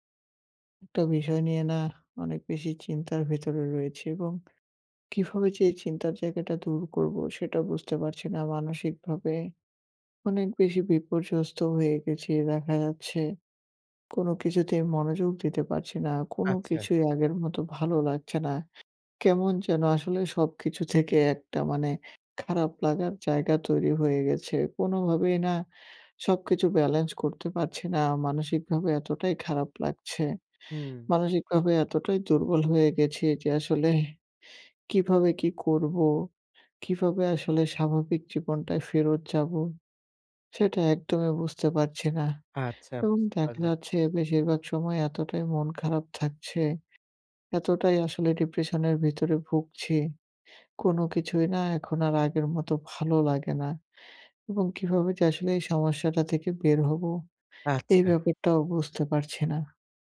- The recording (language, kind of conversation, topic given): Bengali, advice, ডিজিটাল জঞ্জাল কমাতে সাবস্ক্রিপশন ও অ্যাপগুলো কীভাবে সংগঠিত করব?
- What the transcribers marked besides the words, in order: other background noise; tapping